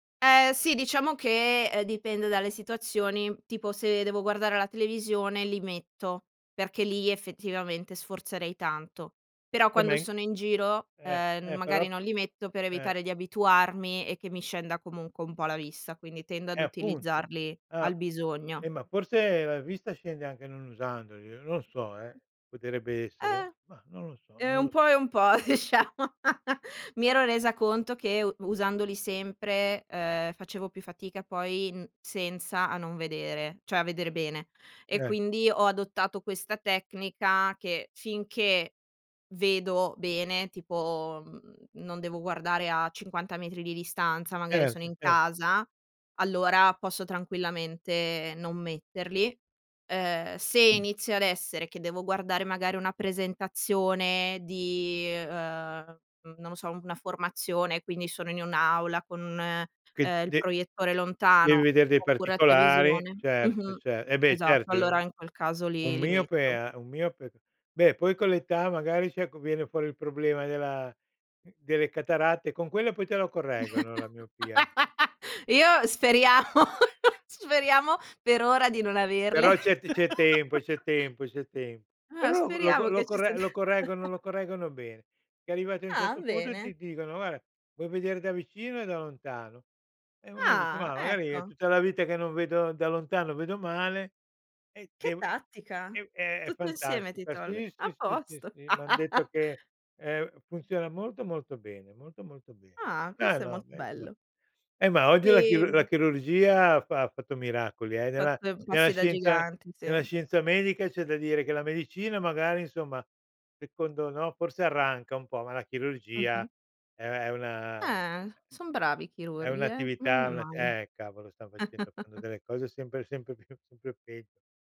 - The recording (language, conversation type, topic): Italian, podcast, Come fai a recuperare le energie dopo una giornata stancante?
- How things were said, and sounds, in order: laughing while speaking: "disciamo"; "diciamo" said as "disciamo"; laugh; "cioè" said as "ceh"; other background noise; laugh; laughing while speaking: "speriamo"; laugh; laugh; laughing while speaking: "t"; chuckle; "Guarda" said as "Guara"; "dice" said as "dì"; laugh; chuckle